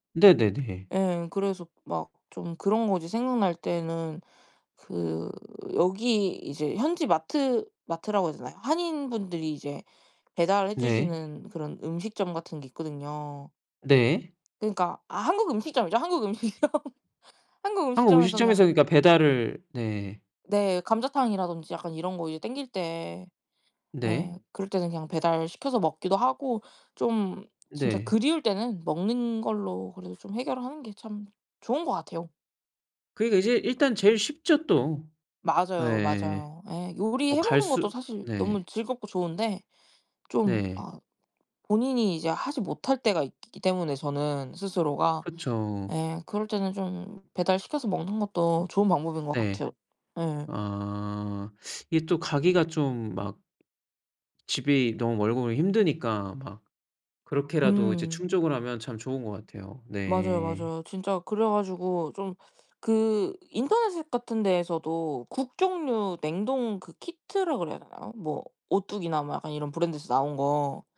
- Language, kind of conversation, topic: Korean, podcast, 집에 늘 챙겨두는 필수 재료는 무엇인가요?
- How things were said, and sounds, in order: tapping; laughing while speaking: "음식점"; laugh; other background noise